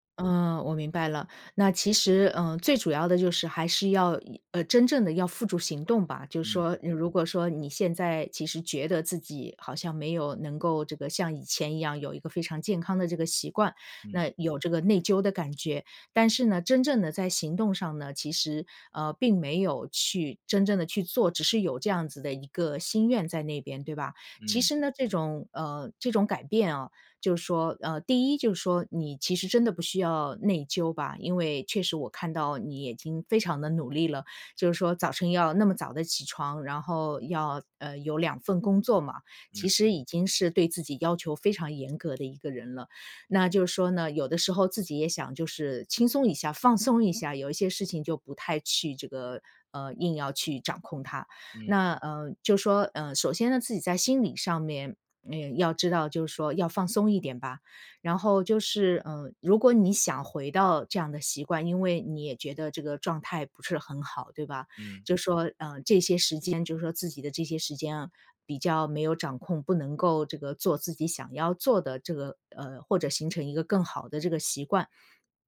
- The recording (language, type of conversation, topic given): Chinese, advice, 你想如何建立稳定的晨间习惯并坚持下去？
- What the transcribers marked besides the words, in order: "已经" said as "也经"